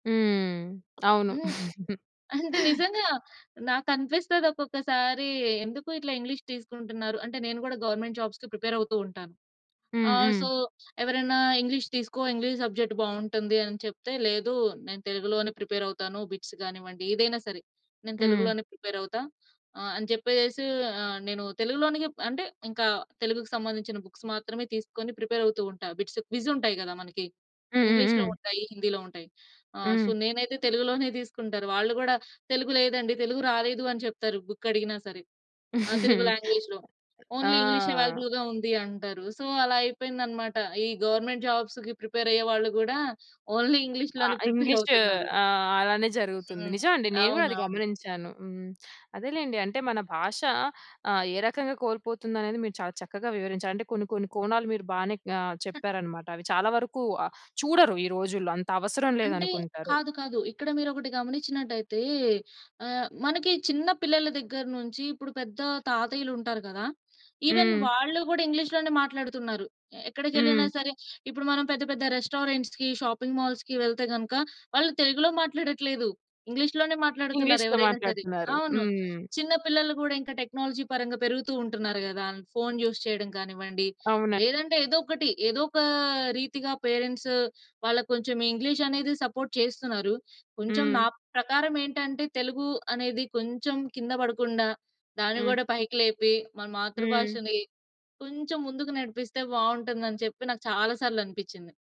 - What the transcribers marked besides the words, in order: other background noise; giggle; in English: "గవర్నమెంట్ జాబ్స్‌కి ప్రిపేర్"; in English: "సో"; in English: "ఇంగ్లీష్ సబ్జెక్ట్"; in English: "ప్రిపేర్"; in English: "బిట్స్"; in English: "ప్రిపేర్"; in English: "బుక్స్"; in English: "ప్రిపేర్"; in English: "బిట్స్ క్విజ్"; in English: "సో"; in English: "బుక్"; chuckle; in English: "లాంగ్వేజ్‌లో. ఓన్లీ ఇంగ్లీష్ అవైలబుల్‌గా"; in English: "సో"; in English: "గవర్నమెంట్ జాబ్స్‌కి ప్రిపేర్"; in English: "ఓన్లీ ఇంగ్లీష్‌లోనే ప్రిపేర్"; tapping; giggle; other noise; in English: "ఈవెన్"; in English: "రెస్టారెంట్స్‌కి, షాపింగ్ మాల్స్‌కి"; in English: "టెక్నాలజీ"; in English: "యూజ్"; in English: "పేరెంట్స్"; in English: "సపోర్ట్"
- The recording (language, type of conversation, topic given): Telugu, podcast, భాషను కోల్పోవడం గురించి మీకు ఏమైనా ఆలోచనలు ఉన్నాయా?